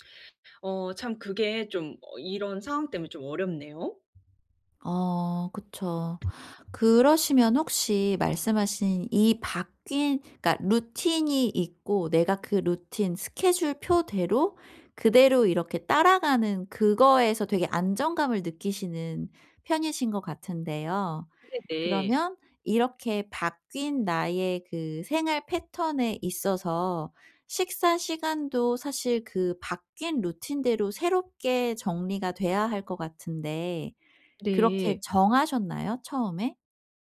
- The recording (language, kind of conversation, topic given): Korean, advice, 저녁에 마음을 가라앉히는 일상을 어떻게 만들 수 있을까요?
- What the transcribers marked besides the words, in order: other background noise